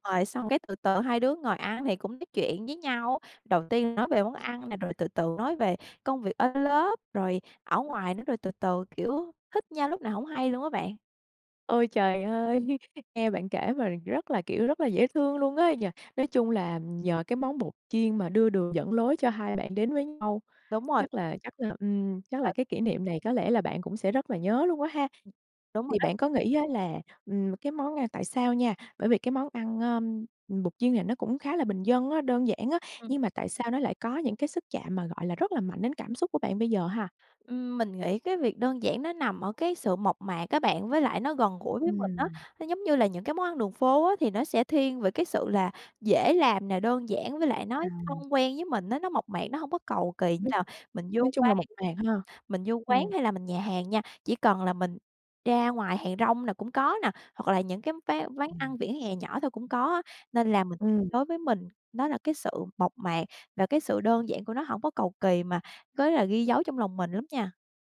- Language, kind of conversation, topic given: Vietnamese, podcast, Món ăn đường phố bạn thích nhất là gì, và vì sao?
- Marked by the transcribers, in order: chuckle; other noise; tapping; laugh; unintelligible speech; unintelligible speech